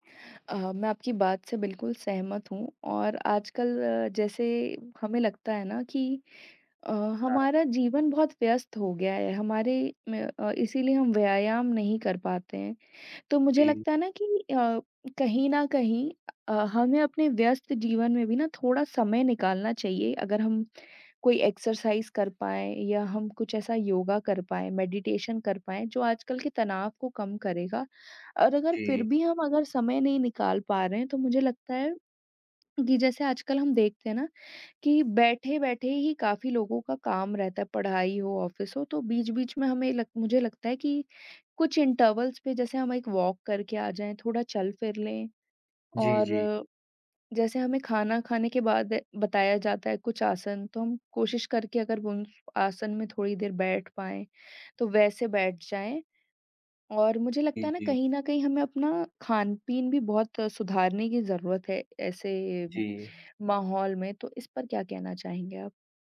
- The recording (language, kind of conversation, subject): Hindi, unstructured, शारीरिक गतिविधि का मानसिक स्वास्थ्य पर क्या प्रभाव पड़ता है?
- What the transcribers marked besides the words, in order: in English: "एक्सरसाइज़"; in English: "मेडिटेशन"; in English: "ऑफिस"; in English: "इंटरवल्स"; in English: "वॉक"